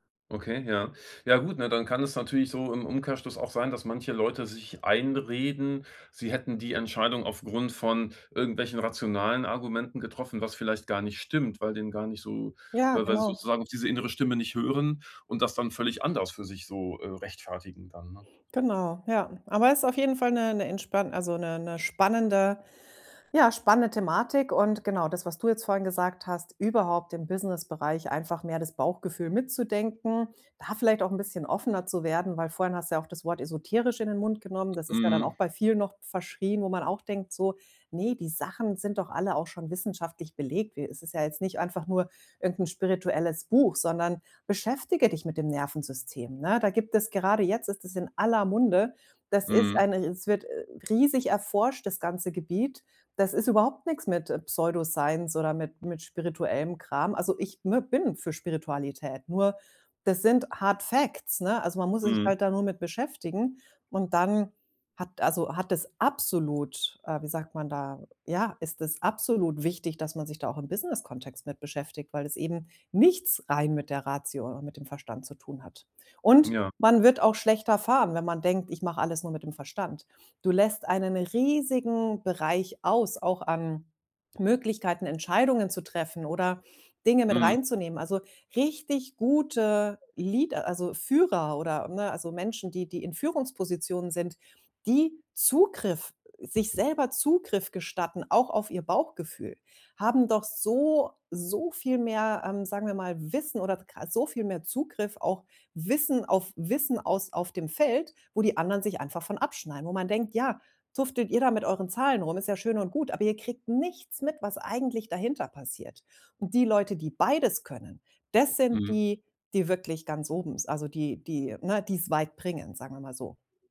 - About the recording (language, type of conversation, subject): German, podcast, Erzähl mal von einer Entscheidung, bei der du auf dein Bauchgefühl gehört hast?
- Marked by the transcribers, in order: in English: "hard-facts"; stressed: "absolut"; stressed: "nichts"; stressed: "richtig gute"; stressed: "Zugriff"; stressed: "so"; "tüftelt" said as "tuftelt"